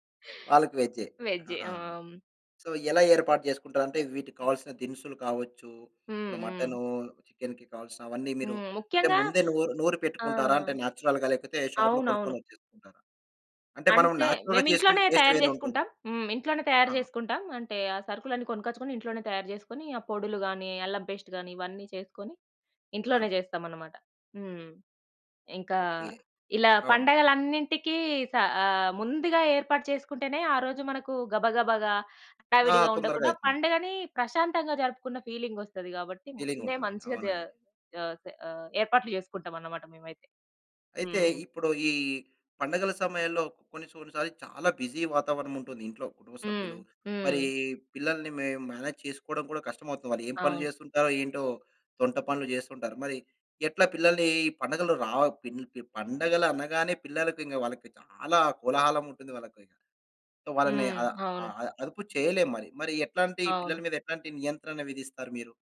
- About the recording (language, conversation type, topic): Telugu, podcast, పండుగల కోసం మీ ఇంట్లో ముందస్తు ఏర్పాట్లు సాధారణంగా ఎలా చేస్తారు?
- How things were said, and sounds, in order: in English: "సో"; other background noise; in English: "నేచురల్‌గా"; in English: "షాప్‌లో"; in English: "నేచురల్‌గా"; in English: "టేస్ట్"; in English: "పేస్ట్"; in English: "బిజీ"; in English: "మే మేనేజ్"; in English: "సో"